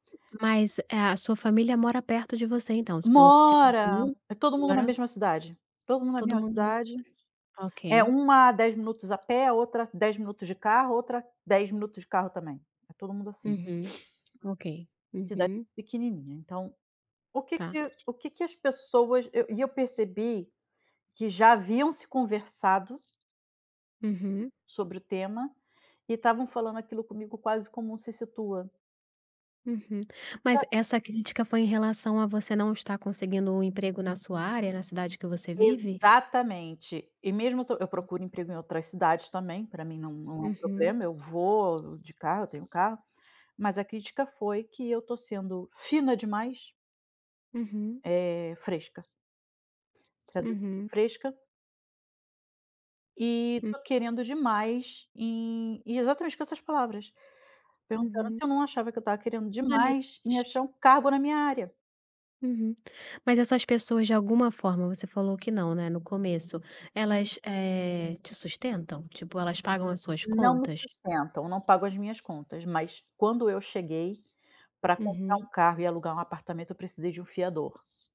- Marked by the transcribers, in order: sniff; tapping; other background noise
- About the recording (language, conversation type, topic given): Portuguese, advice, Como lidar com as críticas da minha família às minhas decisões de vida em eventos familiares?